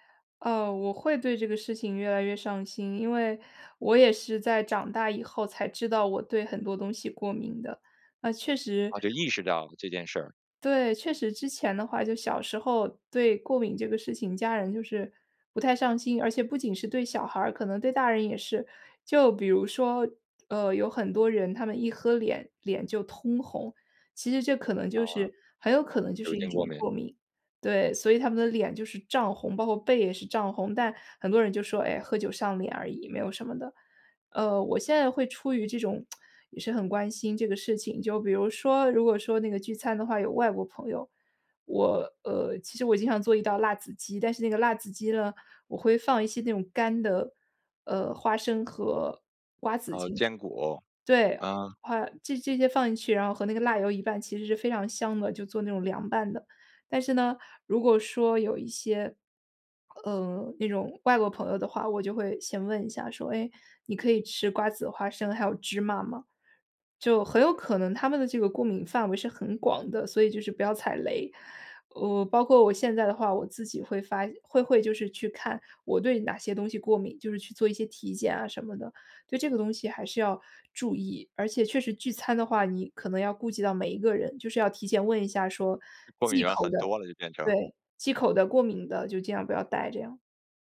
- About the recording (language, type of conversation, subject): Chinese, podcast, 你去朋友聚会时最喜欢带哪道菜？
- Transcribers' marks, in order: tsk